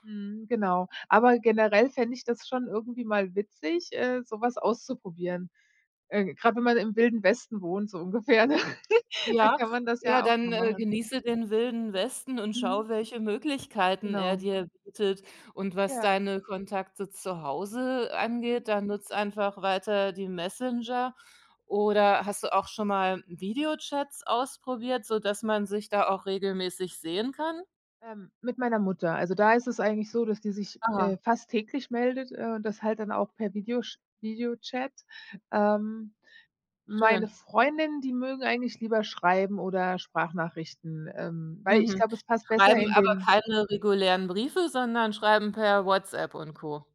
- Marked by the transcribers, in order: laughing while speaking: "ne?"; chuckle; other background noise
- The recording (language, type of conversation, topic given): German, advice, Wie kann ich neben Arbeit und Familie soziale Kontakte pflegen?